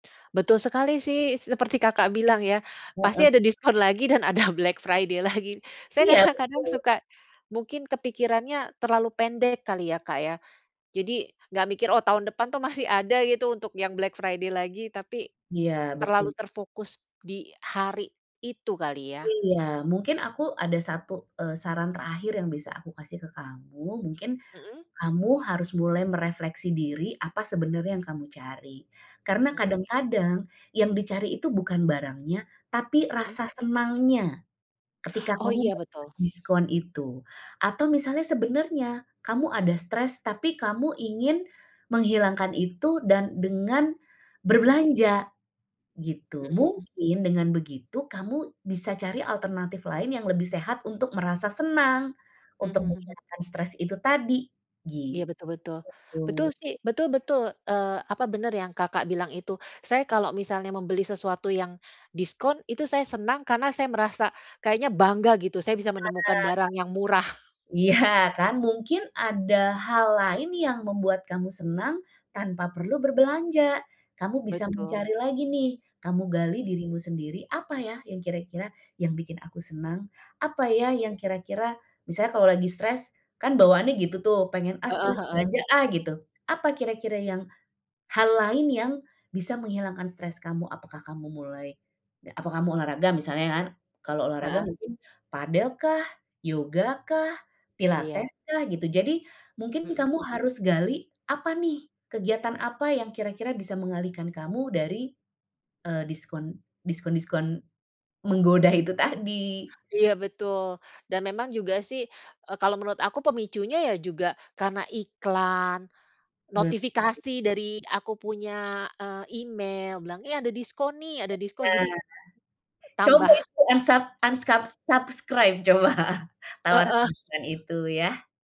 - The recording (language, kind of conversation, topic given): Indonesian, advice, Mengapa saya selalu tergoda membeli barang diskon padahal sebenarnya tidak membutuhkannya?
- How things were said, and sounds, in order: tapping; laughing while speaking: "ada Black Friday lagi. Saya kadang-kadang"; in English: "Black Friday"; in English: "Black Friday"; other background noise; alarm; laughing while speaking: "iya"; laughing while speaking: "menggoda itu tadi"; in English: "subscribe"; laughing while speaking: "coba"; unintelligible speech